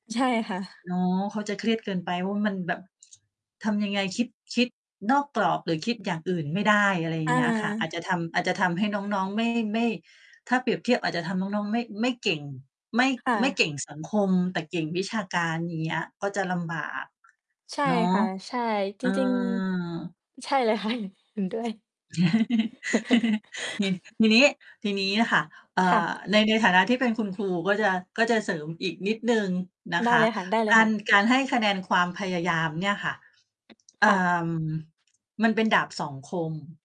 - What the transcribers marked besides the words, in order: other noise; mechanical hum; laughing while speaking: "คั่ย"; "ค่ะ" said as "คั่ย"; chuckle; tapping
- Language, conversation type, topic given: Thai, unstructured, ครูควรให้คะแนนโดยเน้นความพยายามหรือผลลัพธ์มากกว่ากัน?